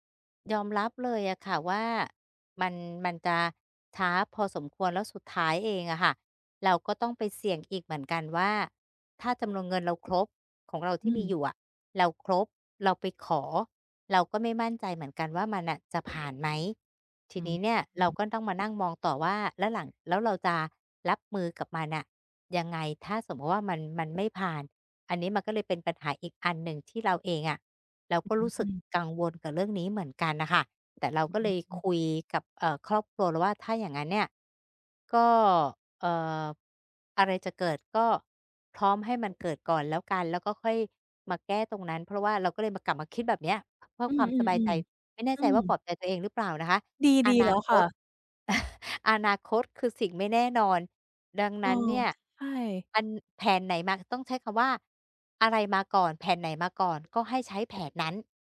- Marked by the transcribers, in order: other background noise; chuckle
- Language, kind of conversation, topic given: Thai, advice, ฉันรู้สึกกังวลกับอนาคตที่ไม่แน่นอน ควรทำอย่างไร?